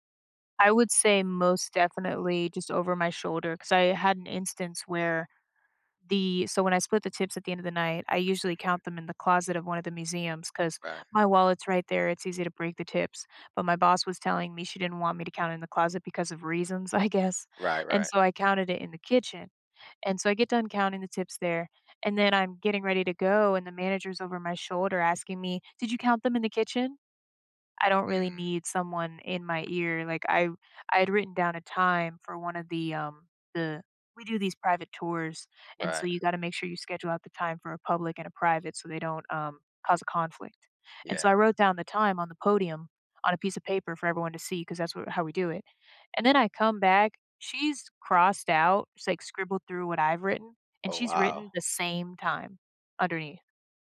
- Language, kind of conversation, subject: English, advice, How can I cope with workplace bullying?
- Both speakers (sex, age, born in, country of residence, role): female, 30-34, United States, United States, user; male, 30-34, United States, United States, advisor
- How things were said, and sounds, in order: laughing while speaking: "I guess"